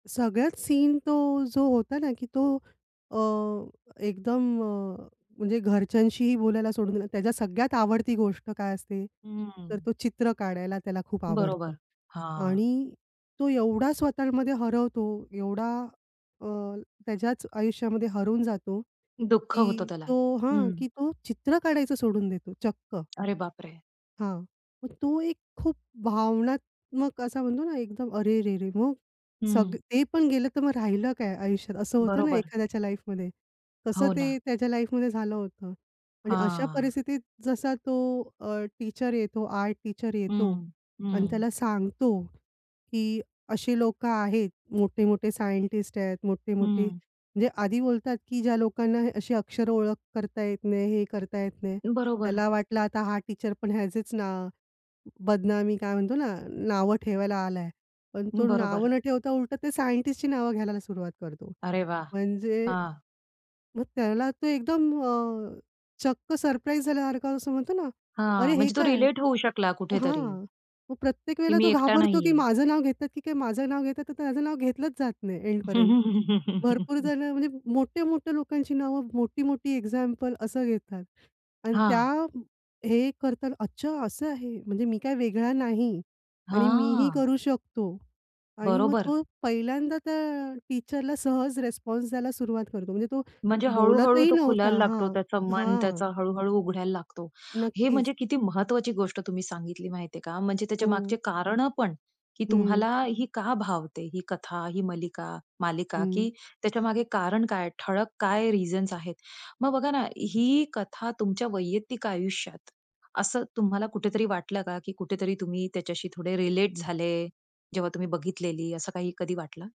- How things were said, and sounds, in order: tapping; other noise; other background noise; in English: "टीचर"; in English: "टीचर"; surprised: "अरे हे काय?"; laugh; in English: "टीचरला"
- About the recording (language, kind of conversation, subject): Marathi, podcast, तुम्हाला नेहमी कोणती कथा किंवा मालिका सर्वाधिक भावते?
- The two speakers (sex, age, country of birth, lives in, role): female, 35-39, India, India, guest; female, 35-39, India, United States, host